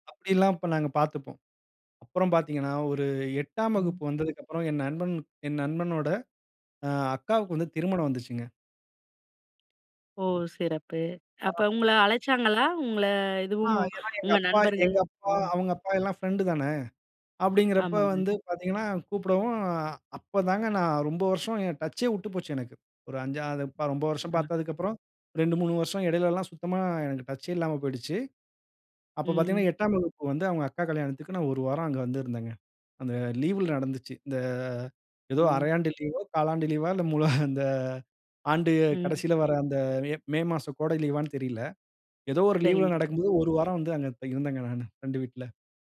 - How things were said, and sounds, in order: tapping; in English: "பிரெண்ட்"; in English: "டச்சே"; unintelligible speech; other noise; in English: "டச்சே"; laughing while speaking: "அந்த"; drawn out: "அந்த"; in English: "பிரெண்டு"
- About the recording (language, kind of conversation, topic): Tamil, podcast, காலத்தோடு மரம் போல வளர்ந்த உங்கள் நண்பர்களைப் பற்றி ஒரு கதை சொல்ல முடியுமா?